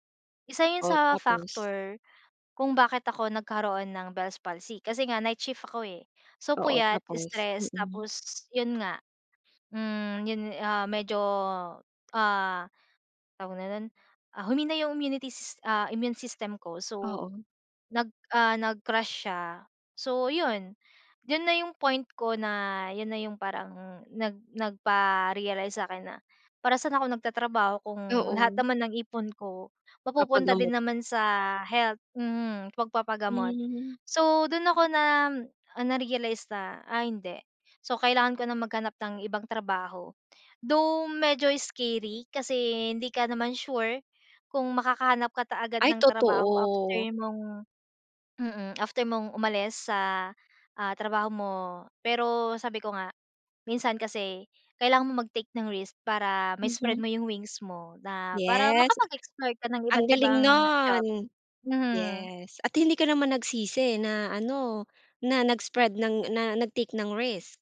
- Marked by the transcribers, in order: tapping; joyful: "Yes, ang galing noon!"
- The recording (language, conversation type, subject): Filipino, podcast, Paano mo pinipili ang trabahong papasukan o karerang tatahakin mo?
- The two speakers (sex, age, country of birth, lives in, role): female, 25-29, Philippines, Philippines, guest; female, 55-59, Philippines, Philippines, host